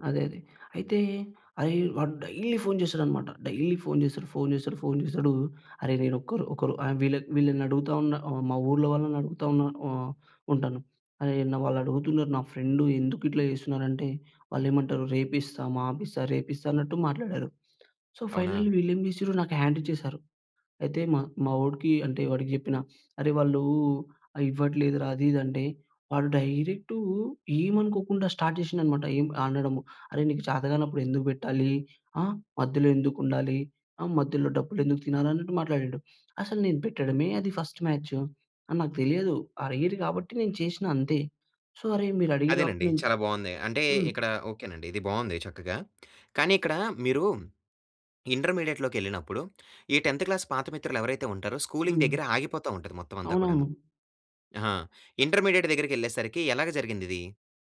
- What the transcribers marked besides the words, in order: in English: "డైలీ"; in English: "డైలీ"; in English: "సో, ఫైనల్లీ"; in English: "స్టార్ట్"; in English: "ఫస్ట్ మ్యాచ్"; in English: "సో"; lip smack; in English: "క్లాస్"; in English: "స్కూలింగ్"; in English: "ఇంటర్మీడియేట్"
- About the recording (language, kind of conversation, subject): Telugu, podcast, పాత స్నేహాలను నిలుపుకోవడానికి మీరు ఏమి చేస్తారు?